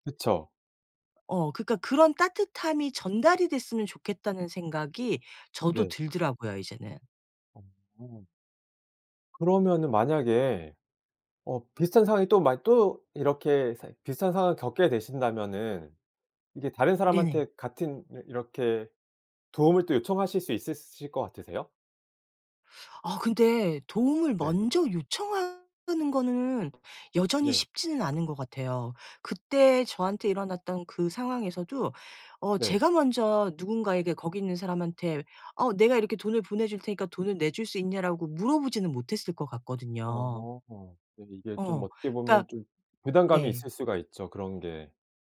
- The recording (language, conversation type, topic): Korean, podcast, 위기에서 누군가 도와준 일이 있었나요?
- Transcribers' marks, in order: none